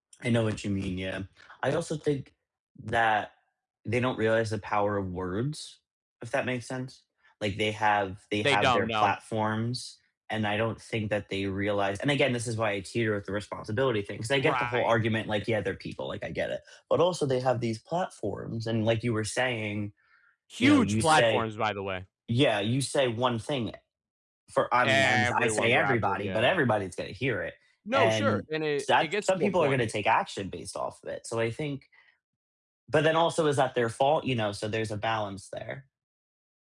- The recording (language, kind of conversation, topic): English, unstructured, Is it right for celebrities to share political opinions publicly?
- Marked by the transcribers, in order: other background noise